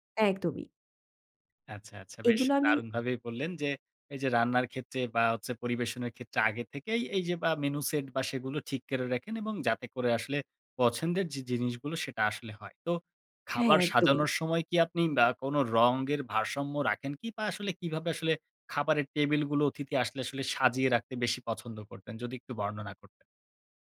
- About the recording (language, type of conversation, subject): Bengali, podcast, অতিথি এলে খাবার পরিবেশনের কোনো নির্দিষ্ট পদ্ধতি আছে?
- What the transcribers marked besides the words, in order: none